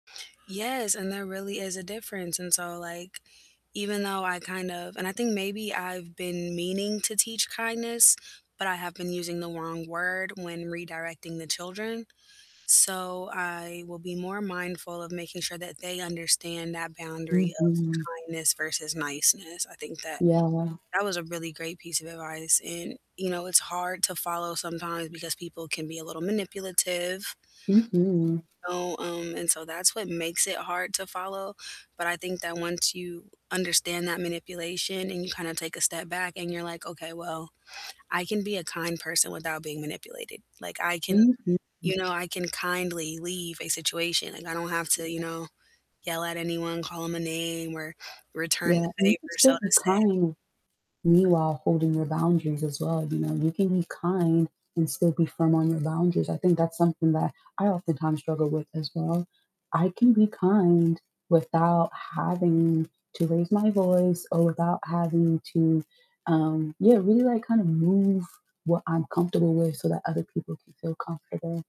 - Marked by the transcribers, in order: other background noise; static; distorted speech; tapping
- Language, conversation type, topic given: English, unstructured, What friendship advice has truly stuck with you, and how has it helped you sustain your connections?
- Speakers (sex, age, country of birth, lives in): female, 25-29, United States, United States; female, 30-34, United States, United States